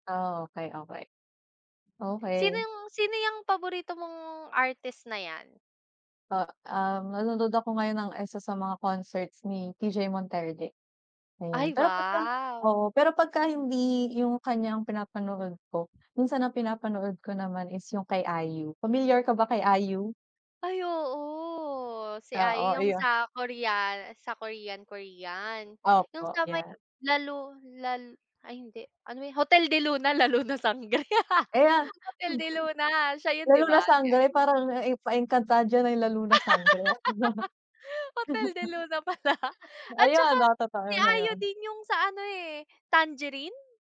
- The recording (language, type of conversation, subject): Filipino, unstructured, Sino ang paborito mong artista o banda, at bakit?
- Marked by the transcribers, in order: tapping; laugh; other background noise; laugh; chuckle